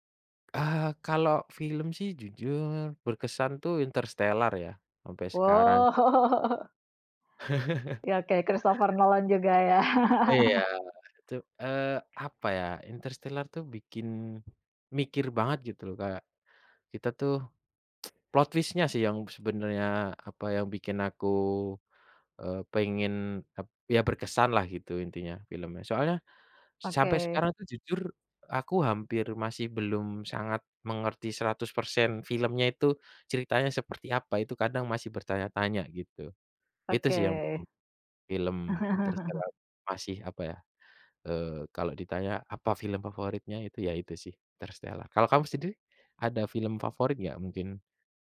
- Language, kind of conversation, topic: Indonesian, unstructured, Apa yang membuat cerita dalam sebuah film terasa kuat dan berkesan?
- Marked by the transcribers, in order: tapping; laugh; other background noise; chuckle; tsk; in English: "plot twist-nya"; chuckle